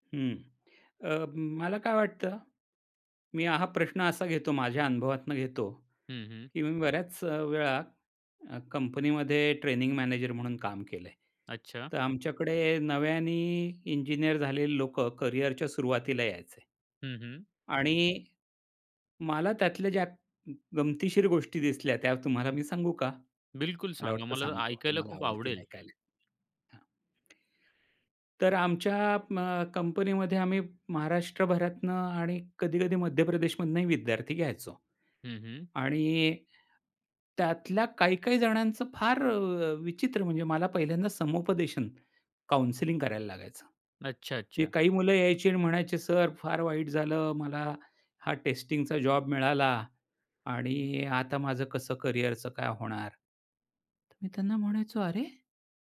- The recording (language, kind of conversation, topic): Marathi, podcast, नवशिक्याने सुरुवात करताना कोणत्या गोष्टींपासून सुरूवात करावी, असं तुम्ही सुचवाल?
- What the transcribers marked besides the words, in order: other noise; in English: "काउंसलिंग"